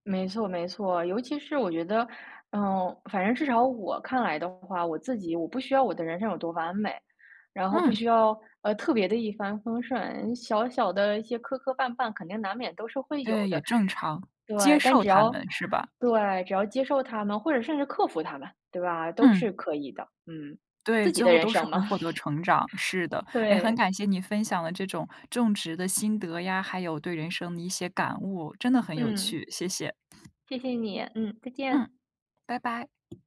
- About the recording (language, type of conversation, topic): Chinese, podcast, 你能从树木身上学到哪些关于坚持与成长的启发？
- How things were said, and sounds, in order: laugh; other background noise; tapping